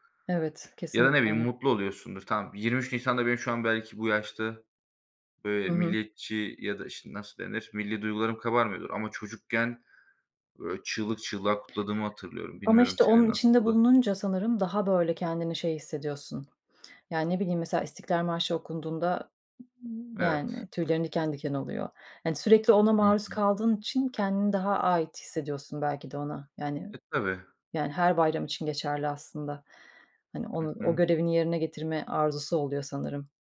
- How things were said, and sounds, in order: other background noise
- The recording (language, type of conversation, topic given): Turkish, unstructured, Bayram kutlamaları neden bu kadar önemli?